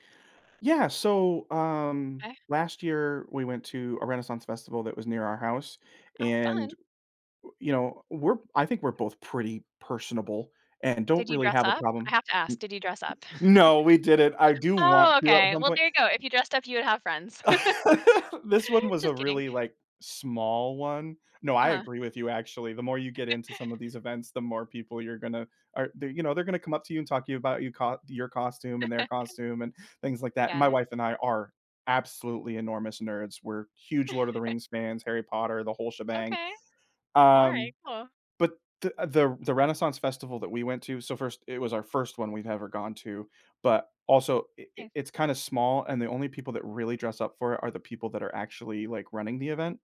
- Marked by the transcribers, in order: laugh; laugh; laugh; laugh; chuckle
- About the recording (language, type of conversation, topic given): English, advice, How can I meet people after moving to a new city?
- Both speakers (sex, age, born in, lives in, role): female, 40-44, United States, United States, advisor; male, 35-39, United States, United States, user